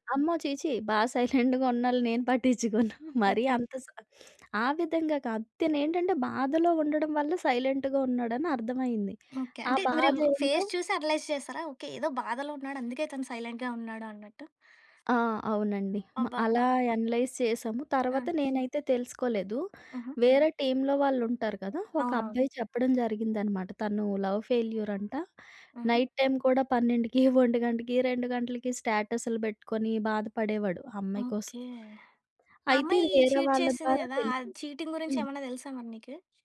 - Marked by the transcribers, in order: in English: "సైలెంట్‌గా"; chuckle; in English: "సైలెంట్‌గా"; in English: "ఫేస్"; in English: "అనలైజ్"; in English: "సైలెంట్‌గా"; in English: "అనలైజ్"; other background noise; in English: "టీమ్‌లో"; in English: "లవ్ ఫెయిల్యూర్"; in English: "నైట్ టైమ్"; in English: "చీట్"; in English: "చీటింగ్"
- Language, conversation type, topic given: Telugu, podcast, నీకు సరిపోయే వాళ్లను ఎక్కడ వెతుక్కుంటావు?